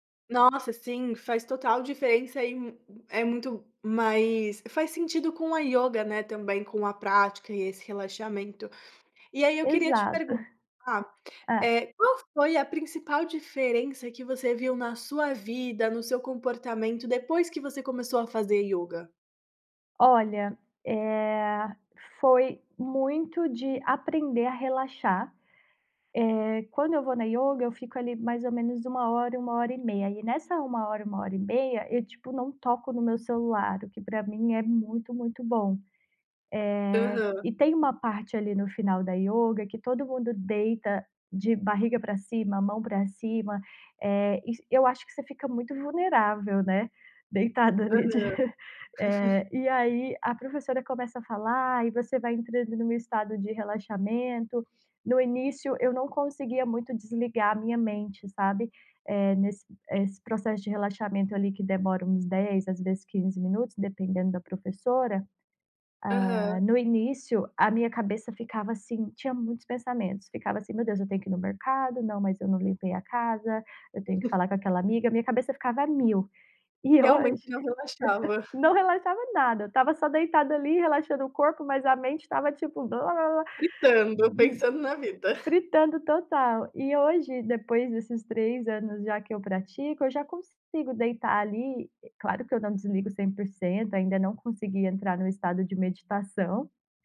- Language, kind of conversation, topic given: Portuguese, podcast, Que atividade ao ar livre te recarrega mais rápido?
- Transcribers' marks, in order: chuckle; chuckle; laugh; chuckle; laugh; tapping; other noise; chuckle